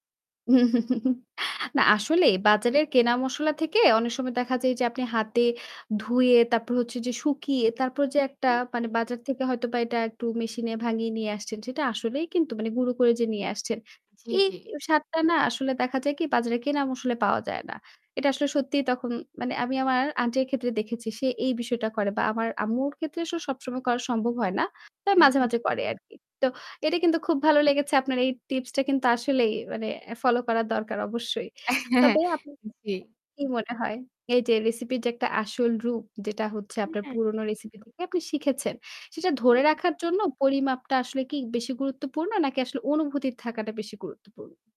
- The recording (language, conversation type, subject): Bengali, podcast, পুরোনো রেসিপি ঠিকভাবে মনে রেখে সংরক্ষণ করতে আপনি কী করেন?
- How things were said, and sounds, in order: static; chuckle; laughing while speaking: "হ্যাঁ"; unintelligible speech; other background noise; distorted speech